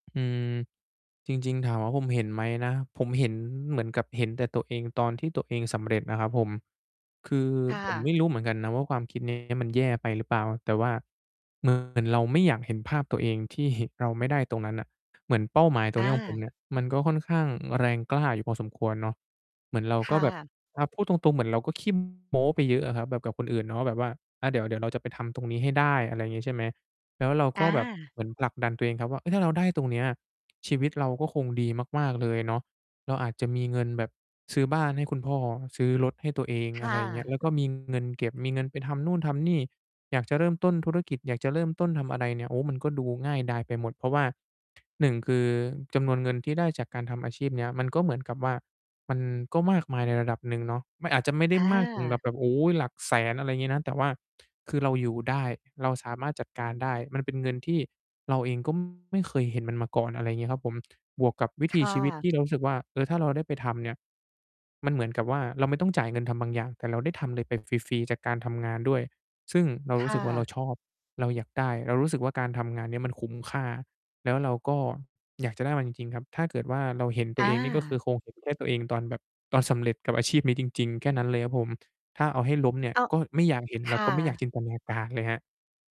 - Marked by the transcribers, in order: distorted speech; laughing while speaking: "ที่"; tapping
- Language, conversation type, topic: Thai, advice, อะไรทำให้คุณรู้สึกไม่มั่นใจเมื่อต้องตัดสินใจเรื่องสำคัญในชีวิต?